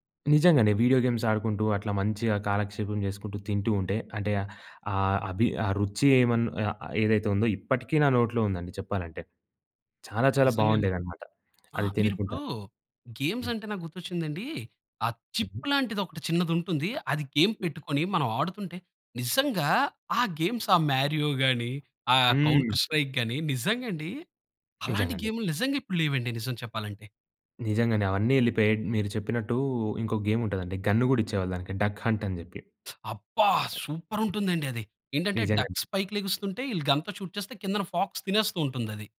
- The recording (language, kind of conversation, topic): Telugu, podcast, మీ బాల్యంలో మీకు అత్యంత సంతోషాన్ని ఇచ్చిన జ్ఞాపకం ఏది?
- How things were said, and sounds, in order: in English: "వీడియో గేమ్స్"; in English: "గేమ్స్"; in English: "చిప్"; in English: "గేమ్"; other background noise; in English: "గేమ్స్"; in English: "మారియోగాని"; in English: "కౌంటర్ స్ట్రైక్"; in English: "గేమ్"; in English: "గన్"; lip smack; joyful: "అబ్బా! సూపర్ ఉంటుందండి అది"; in English: "సూపర్"; in English: "డక్ హంట్"; in English: "డక్స్"; other noise; in English: "గన్‌తో షూట్"; in English: "ఫాక్స్"